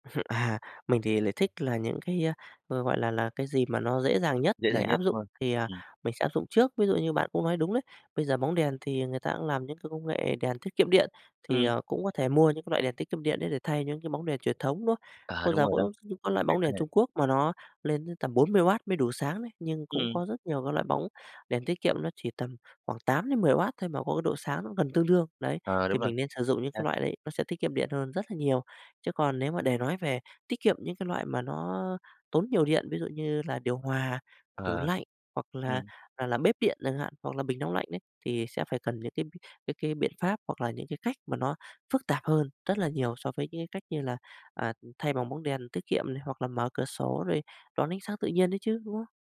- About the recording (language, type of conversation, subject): Vietnamese, podcast, Bạn làm thế nào để giảm tiêu thụ điện trong nhà?
- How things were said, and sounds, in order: laugh; unintelligible speech; other background noise